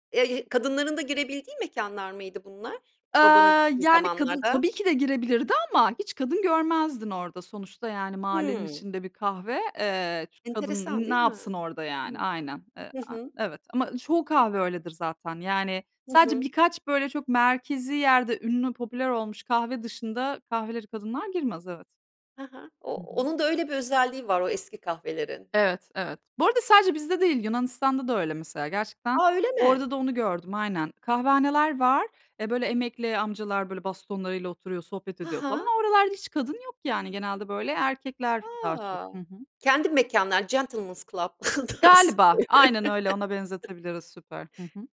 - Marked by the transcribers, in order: in English: "gentleman's club"; laughing while speaking: "tarzı"; laugh
- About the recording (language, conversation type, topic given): Turkish, podcast, Mahallede kahvehane ve çay sohbetinin yeri nedir?